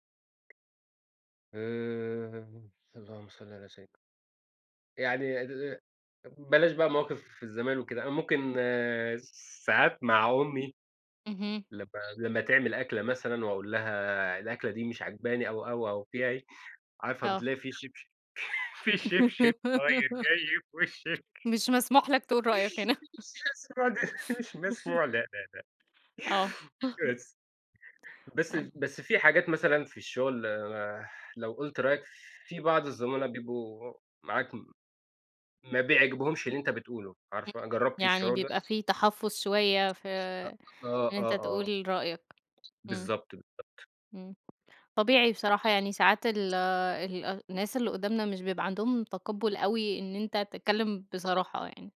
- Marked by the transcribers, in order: tapping; laughing while speaking: "فيه شبشب طاير جاي في وشِك"; laugh; unintelligible speech; chuckle; background speech; chuckle; unintelligible speech
- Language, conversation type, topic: Arabic, unstructured, هل بتحس إن التعبير عن نفسك ممكن يعرضك للخطر؟